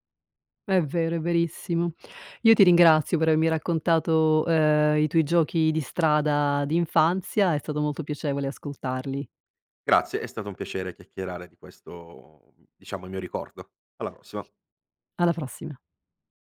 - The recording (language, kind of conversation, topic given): Italian, podcast, Che giochi di strada facevi con i vicini da piccolo?
- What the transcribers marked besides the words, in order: none